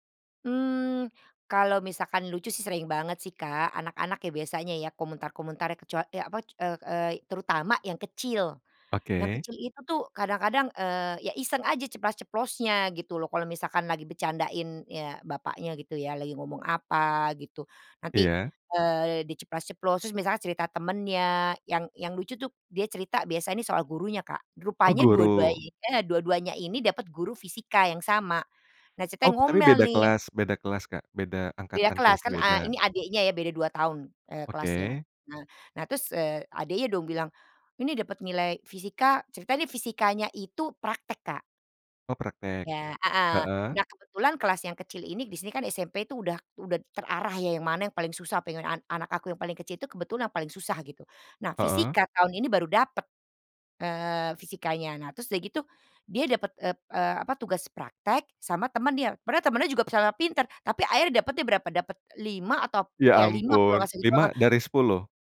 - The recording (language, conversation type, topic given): Indonesian, podcast, Bagaimana tradisi makan bersama keluarga di rumahmu?
- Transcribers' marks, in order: other background noise; unintelligible speech